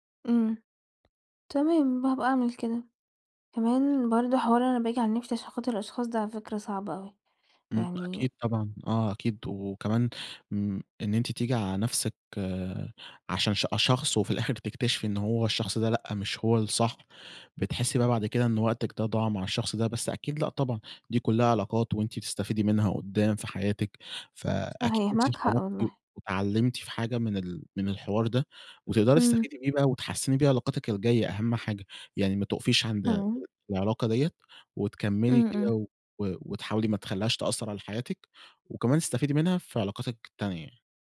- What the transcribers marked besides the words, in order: tapping; background speech
- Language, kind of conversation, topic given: Arabic, advice, إزاي بتحس لما صحابك والشغل بيتوقعوا إنك تكون متاح دايمًا؟